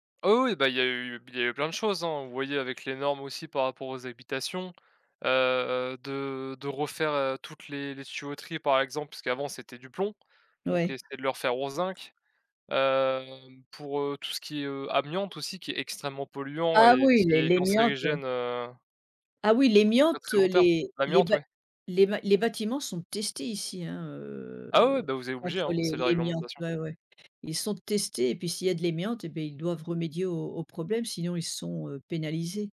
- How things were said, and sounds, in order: "l'amiante" said as "l'émiante"; "l'amiante" said as "l'émiante"; "l'amiante" said as "l'émiante"; "l'amiante" said as "l'émiante"
- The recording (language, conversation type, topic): French, unstructured, Que penses-tu des effets du changement climatique sur la nature ?
- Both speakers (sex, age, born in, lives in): female, 65-69, France, United States; male, 20-24, France, France